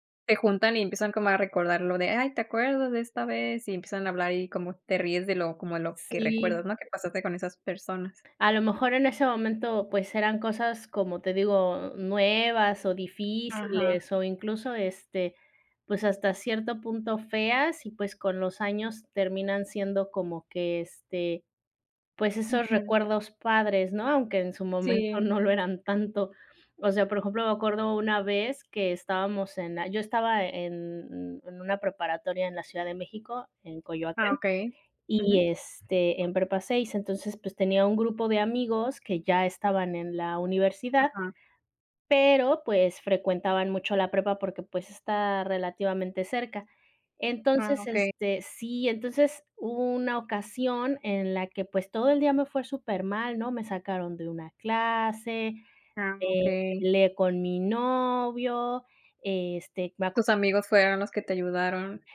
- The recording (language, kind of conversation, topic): Spanish, unstructured, ¿Cómo compartir recuerdos puede fortalecer una amistad?
- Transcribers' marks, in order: laughing while speaking: "no lo eran tanto"